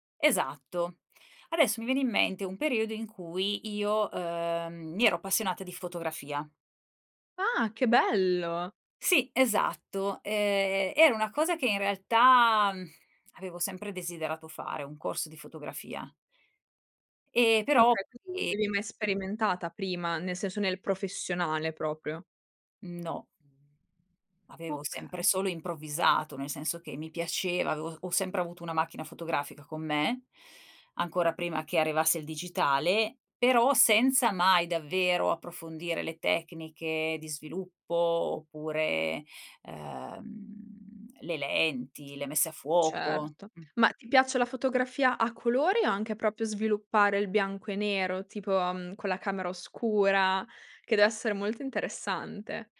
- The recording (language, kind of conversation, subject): Italian, podcast, Come riuscivi a trovare il tempo per imparare, nonostante il lavoro o la scuola?
- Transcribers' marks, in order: "proprio" said as "propio"; "proprio" said as "propio"